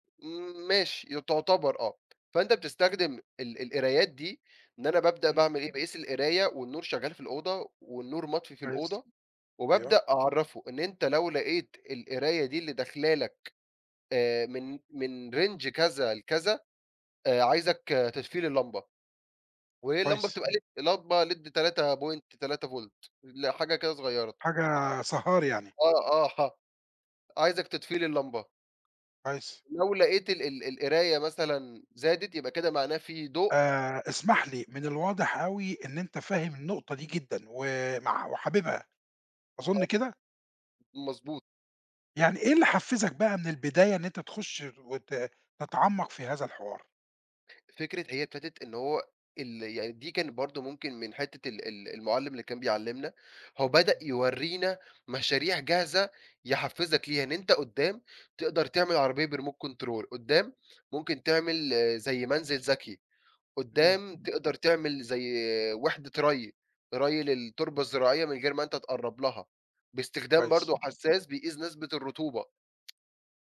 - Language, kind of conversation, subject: Arabic, podcast, إزاي بدأت رحلتك مع التعلّم وإيه اللي شجّعك من الأول؟
- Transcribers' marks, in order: tapping; in English: "range"; in English: "LED"; in English: "LED"; unintelligible speech; in English: "بremote control"; other background noise